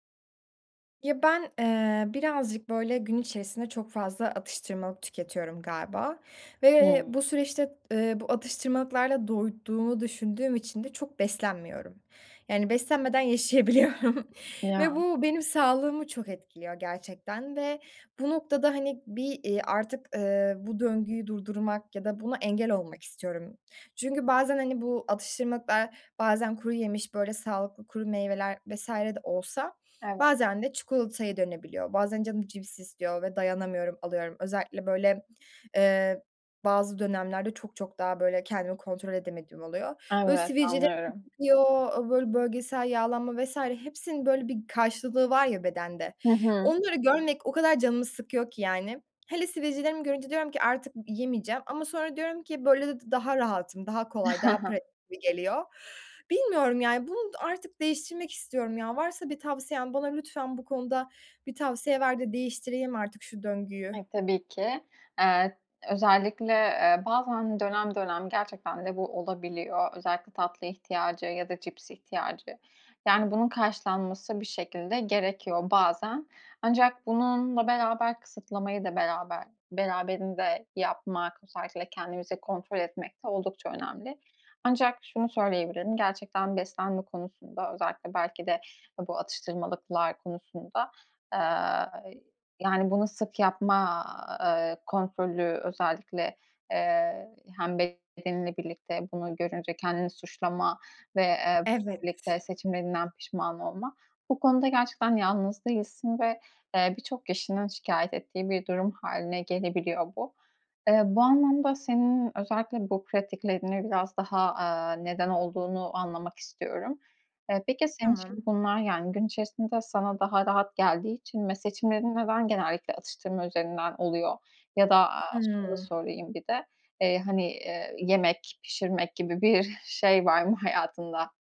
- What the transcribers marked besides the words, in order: laughing while speaking: "yaşayabiliyorum"; chuckle; other noise; other background noise
- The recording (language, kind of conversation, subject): Turkish, advice, Atıştırma kontrolü ve dürtü yönetimi